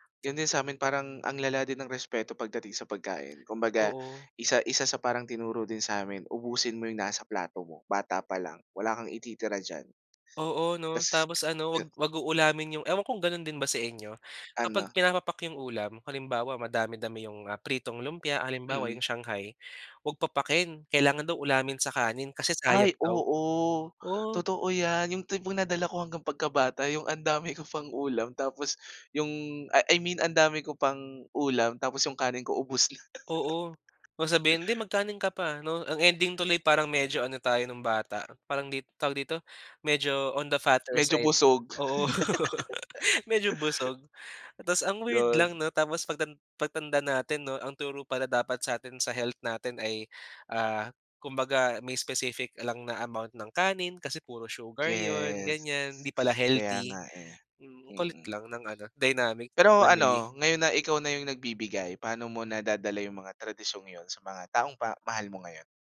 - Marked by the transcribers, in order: unintelligible speech; laugh; in English: "on the fatter side"; laugh; in English: "dynamic family"
- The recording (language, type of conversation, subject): Filipino, podcast, Paano ninyo ipinapakita ang pagmamahal sa pamamagitan ng pagkain?